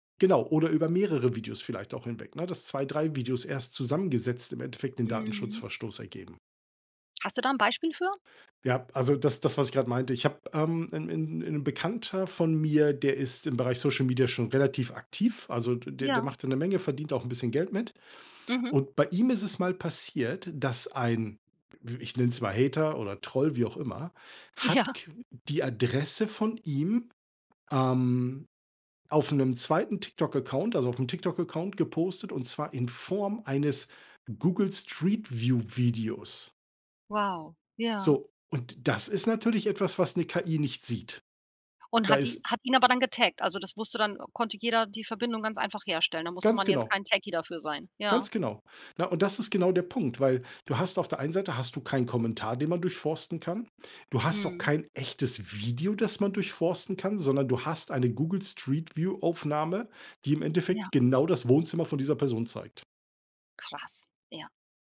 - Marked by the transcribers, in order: in English: "Hater"; other background noise; in English: "Techie"
- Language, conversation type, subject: German, podcast, Was ist dir wichtiger: Datenschutz oder Bequemlichkeit?